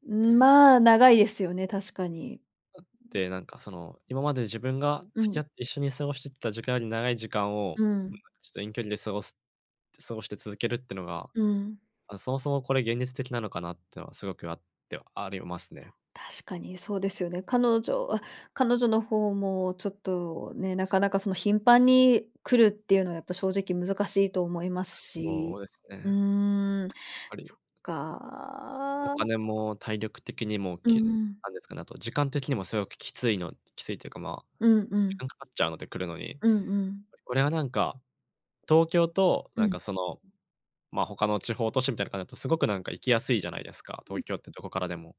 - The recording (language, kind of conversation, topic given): Japanese, advice, 長年のパートナーとの関係が悪化し、別れの可能性に直面したとき、どう向き合えばよいですか？
- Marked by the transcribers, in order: unintelligible speech; unintelligible speech; drawn out: "そっか"; other noise